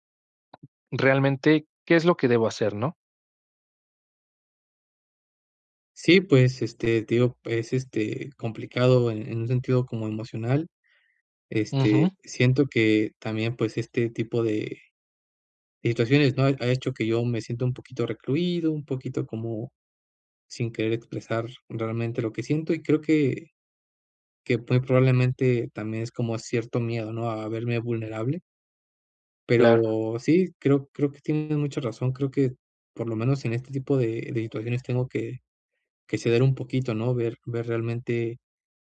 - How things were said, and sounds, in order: tapping; other background noise
- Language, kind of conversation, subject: Spanish, advice, ¿Cómo ha influido una pérdida reciente en que replantees el sentido de todo?